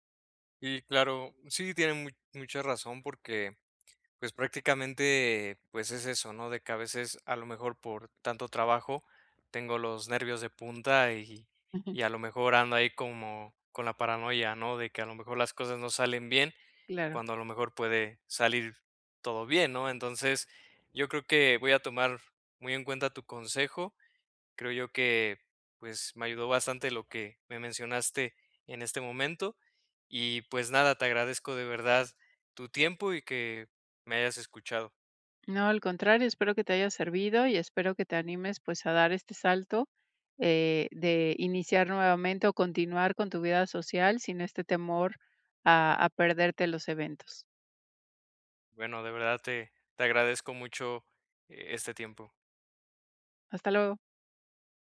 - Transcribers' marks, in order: none
- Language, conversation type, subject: Spanish, advice, ¿Cómo puedo dejar de tener miedo a perderme eventos sociales?